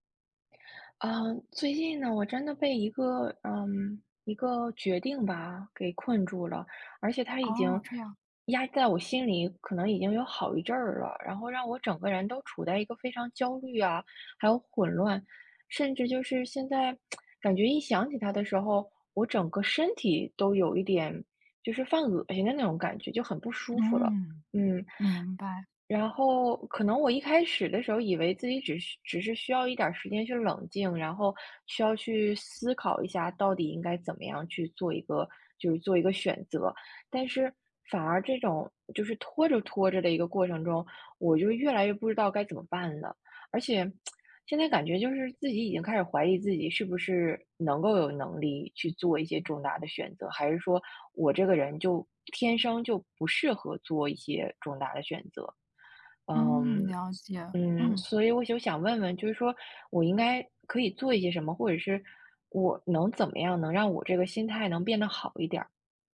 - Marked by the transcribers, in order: tsk; other background noise; tsk
- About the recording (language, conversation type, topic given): Chinese, advice, 当你面临重大决定却迟迟无法下定决心时，你通常会遇到什么情况？